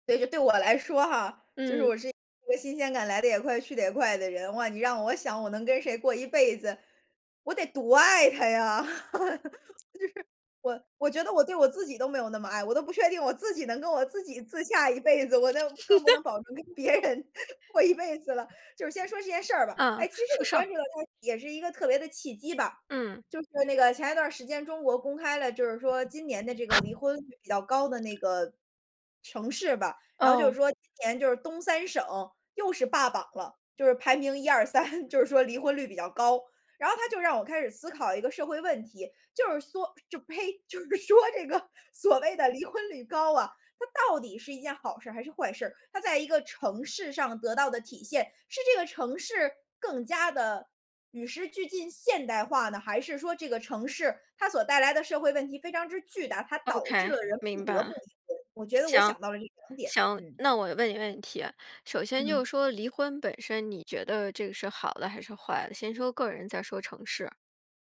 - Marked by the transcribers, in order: laugh; other background noise; laugh; laughing while speaking: "别人过一辈子了"; tapping; chuckle; laughing while speaking: "就是说"
- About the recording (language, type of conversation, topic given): Chinese, podcast, 有什么故事让你开始关注社会问题？